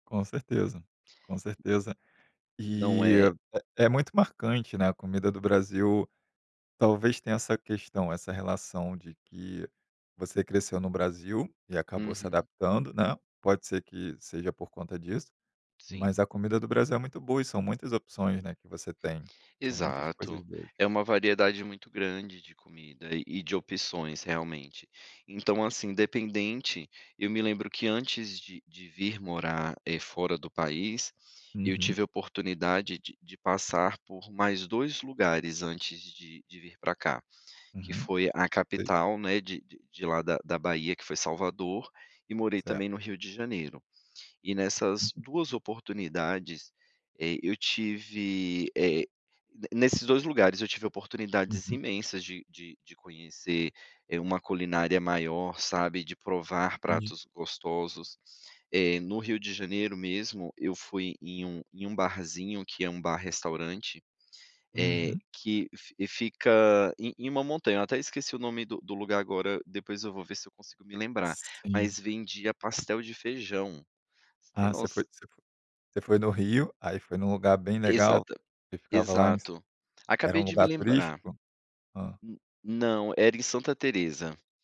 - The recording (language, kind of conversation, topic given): Portuguese, podcast, Que comidas tradicionais lembram suas raízes?
- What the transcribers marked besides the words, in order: tapping; other noise; lip smack